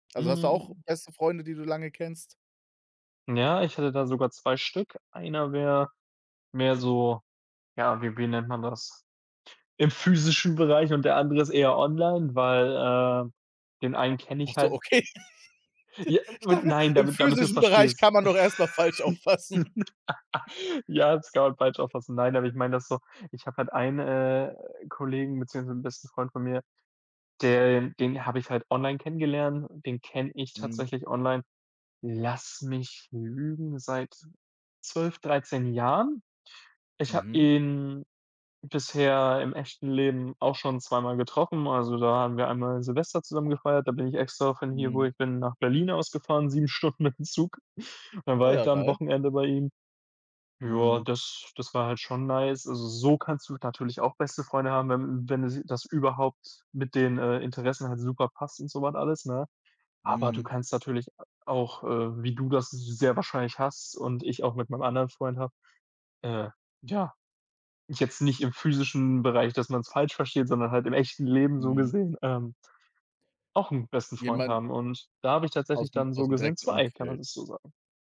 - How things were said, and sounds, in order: laughing while speaking: "okay"; laugh; laugh; laughing while speaking: "auffassen"; tapping; other background noise; laughing while speaking: "Stunden mit'm Zug"; stressed: "zwei"
- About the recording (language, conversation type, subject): German, unstructured, Wie hast du deinen besten Freund oder deine beste Freundin kennengelernt?